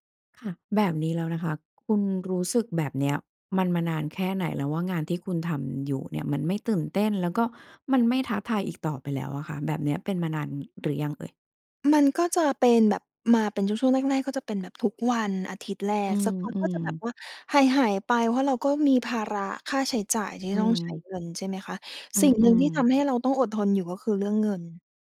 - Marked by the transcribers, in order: none
- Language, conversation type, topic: Thai, podcast, อะไรคือสัญญาณว่าคุณควรเปลี่ยนเส้นทางอาชีพ?